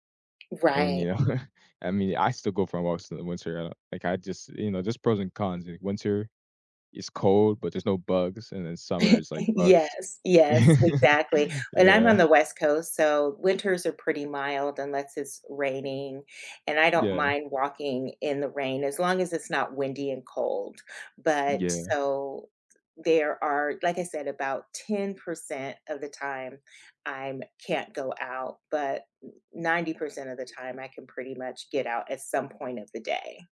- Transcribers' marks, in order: tapping; laugh; laugh; laugh
- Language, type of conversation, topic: English, unstructured, What's a small daily habit that quietly makes your life better?
- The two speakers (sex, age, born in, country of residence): female, 55-59, United States, United States; male, 20-24, United States, United States